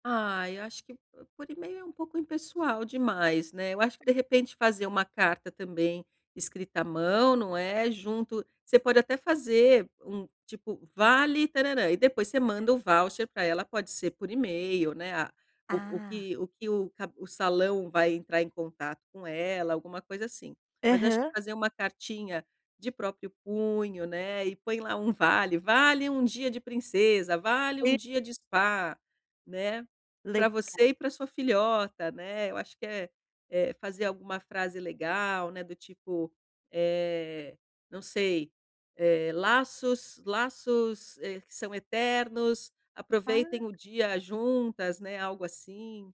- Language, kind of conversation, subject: Portuguese, advice, Como escolher um presente quando não sei o que comprar?
- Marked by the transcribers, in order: tapping; in English: "voucher"